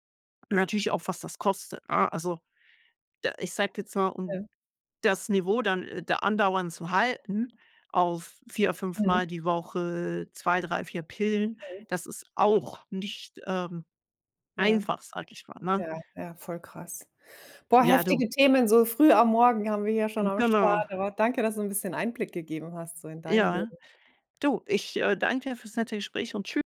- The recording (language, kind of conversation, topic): German, unstructured, Was hilft dir, wenn du traurig bist?
- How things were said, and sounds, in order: none